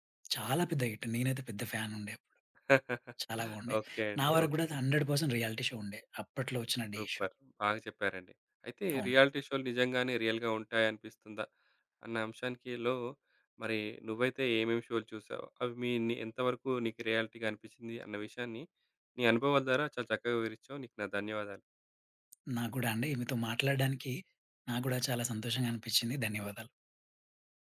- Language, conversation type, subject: Telugu, podcast, రియాలిటీ షోలు నిజంగానే నిజమేనా?
- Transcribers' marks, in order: in English: "హిట్"; chuckle; in English: "హండ్రెడ్ పర్సెంట్ రియాలిటీ షో"; in English: "సూపర్"; in English: "షో"; in English: "రియాలిటీ"; tapping; in English: "రియల్‌గా"; in English: "రియాలిటీ‌గా"